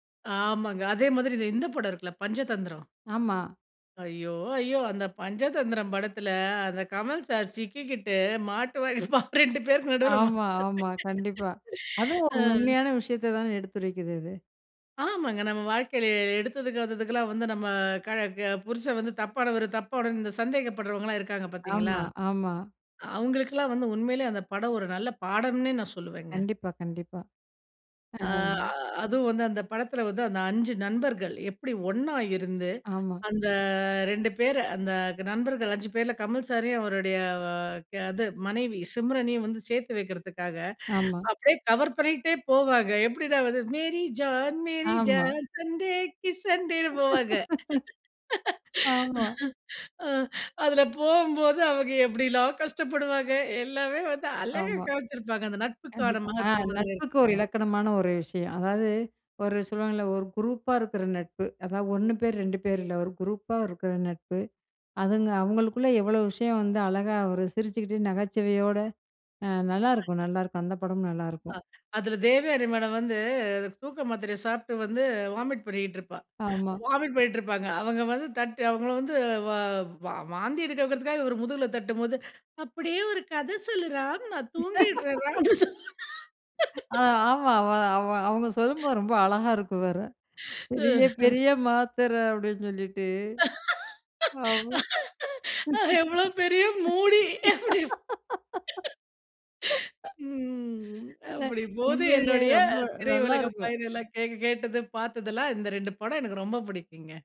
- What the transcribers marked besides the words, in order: laughing while speaking: "மாட்டுவாறு பாரு ரெண்டு பேருக்கு நடுவில மா அ"; chuckle; singing: "மேரி ஜான், மேரி ஜான், சன் டே கி சன்டேன்னு"; laugh; laughing while speaking: "போவாங்க. அ அதில போகும்போது, அவங்க எப்டிலாம் கஷ்டப்படுவாங்க எல்லாமே வந்து அழகா காமிச்சிருப்பாங்க"; other noise; laugh; laugh; laugh; laugh; laughing while speaking: "அஹ எவ்வளோ பெரிய மூடி? ம் … எனக்கு ரொம்ப பிடிக்குங்க"; laugh
- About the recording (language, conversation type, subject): Tamil, podcast, நீங்கள் மீண்டும் மீண்டும் பார்க்கும் பழைய படம் எது, அதை மீண்டும் பார்க்க வைக்கும் காரணம் என்ன?